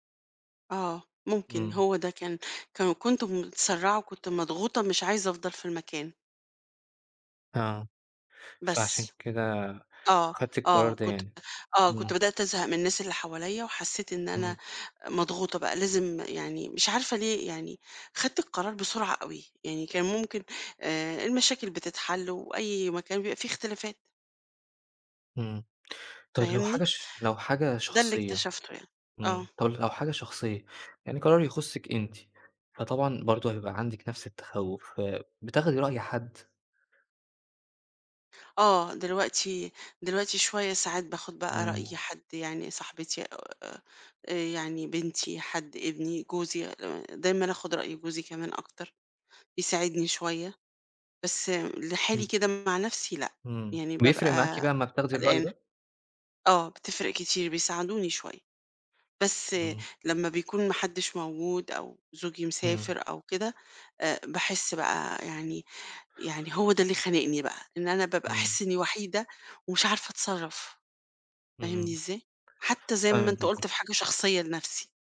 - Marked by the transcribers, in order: none
- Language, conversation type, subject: Arabic, advice, إزاي أتجنب إني أأجل قرار كبير عشان خايف أغلط؟